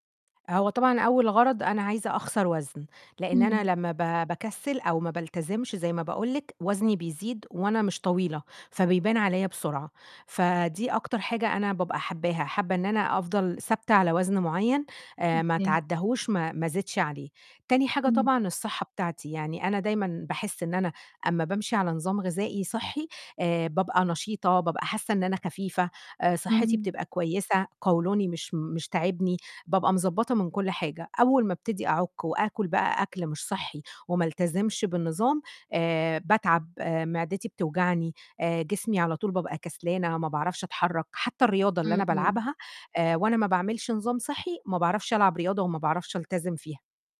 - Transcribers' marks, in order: distorted speech
- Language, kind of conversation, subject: Arabic, advice, إيه اللي بيصعّب عليك إنك تلتزم بنظام أكل صحي لفترة طويلة؟